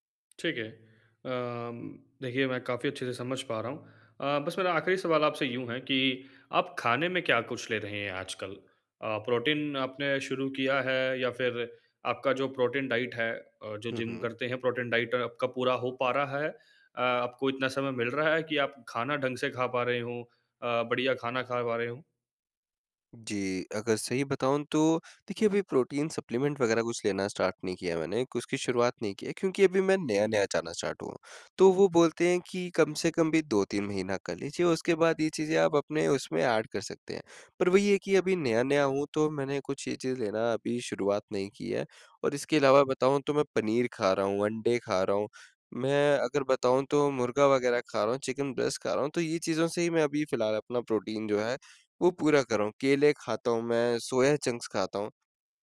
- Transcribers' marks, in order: in English: "डाइट"; in English: "डाइट"; in English: "सप्लीमेंट"; in English: "स्टार्ट"; in English: "स्टार्ट"; in English: "एड"; in English: "चिकन ब्रेस्ट"; in English: "चंक्स"
- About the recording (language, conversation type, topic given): Hindi, advice, दिनचर्या में अचानक बदलाव को बेहतर तरीके से कैसे संभालूँ?